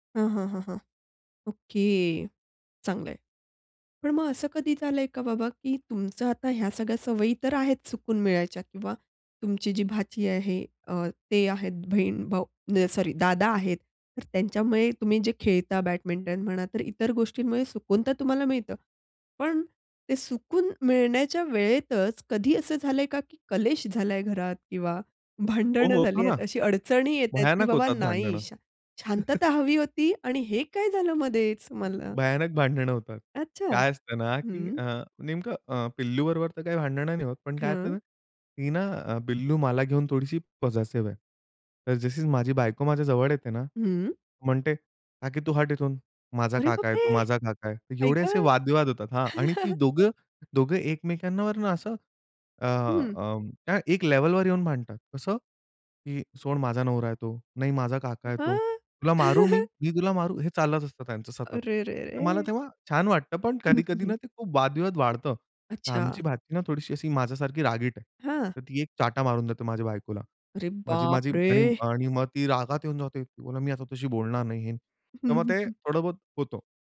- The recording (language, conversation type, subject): Marathi, podcast, तुला तुझ्या घरात सुकून कसा मिळतो?
- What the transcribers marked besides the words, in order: tapping; other background noise; chuckle; surprised: "अरे बाप रे!"; chuckle; chuckle; surprised: "अरे बाप रे!"; unintelligible speech